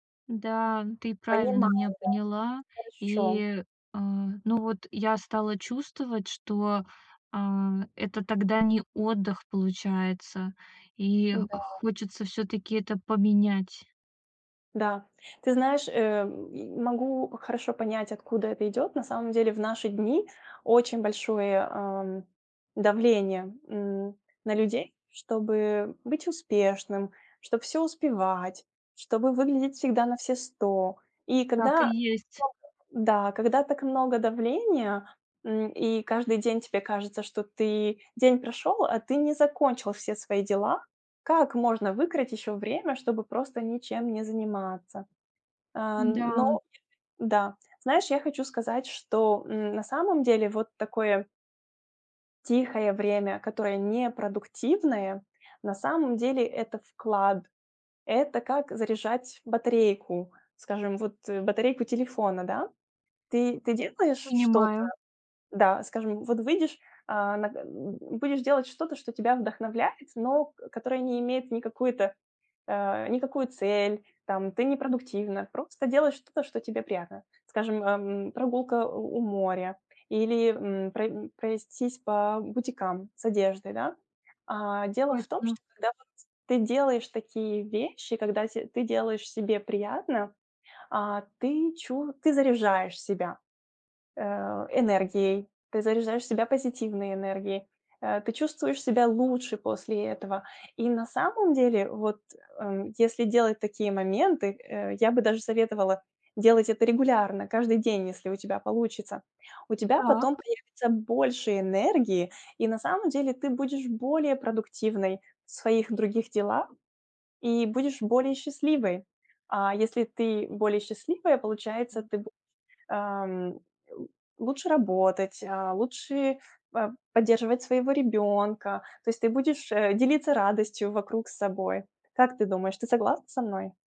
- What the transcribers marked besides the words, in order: unintelligible speech; unintelligible speech; other noise; "пройтись" said as "провестись"; other background noise
- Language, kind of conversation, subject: Russian, advice, Какие простые приятные занятия помогают отдохнуть без цели?